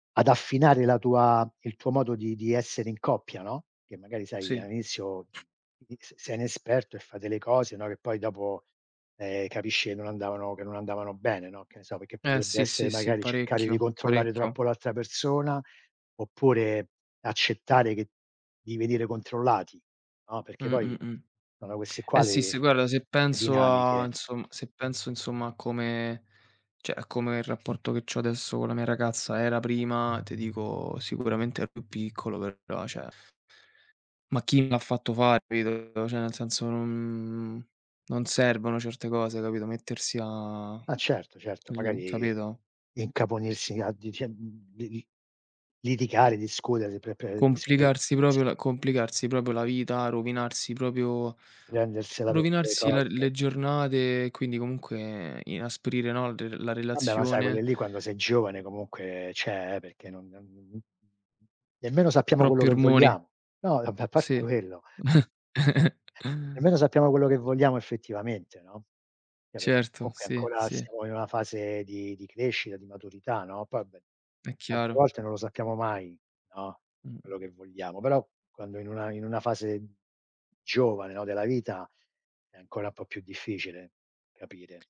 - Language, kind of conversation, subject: Italian, unstructured, Come definiresti l’amore vero?
- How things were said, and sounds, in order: other background noise; "cercare" said as "ceccare"; "guarda" said as "guara"; "cioè" said as "ceh"; other noise; "cioè" said as "ceh"; lip trill; "cioè" said as "ceh"; "litigare" said as "liticare"; "proprio" said as "propio"; "proprio" said as "propio"; "proprio" said as "propio"; "cioè" said as "ceh"; laughing while speaking: "vabbè"; chuckle; "Cioè" said as "ceh"